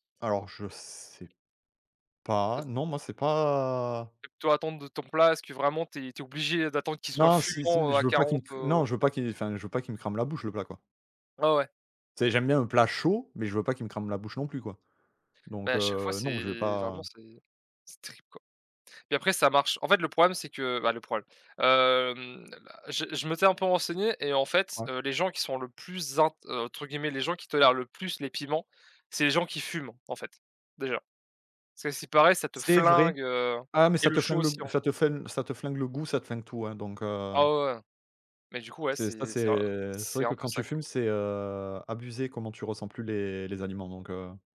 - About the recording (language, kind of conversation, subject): French, unstructured, As-tu déjà goûté un plat très épicé, et comment était-ce ?
- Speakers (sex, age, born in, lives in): male, 20-24, France, France; male, 35-39, France, France
- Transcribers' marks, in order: other noise; drawn out: "hem"; tapping